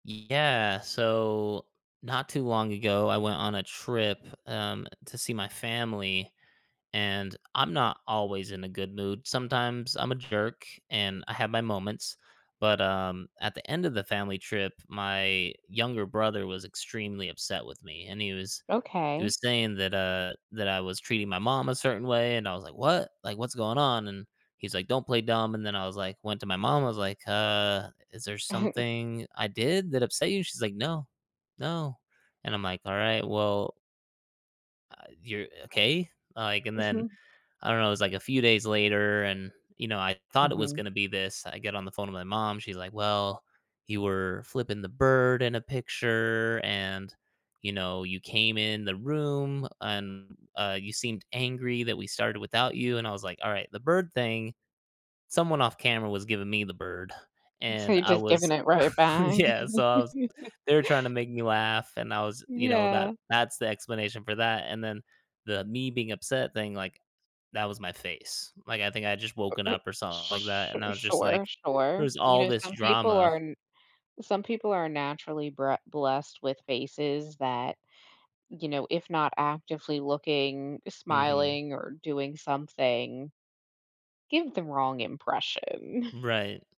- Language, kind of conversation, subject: English, advice, How can I feel more seen and understood?
- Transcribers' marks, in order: other background noise; chuckle; laughing while speaking: "Yeah"; laugh; drawn out: "sure"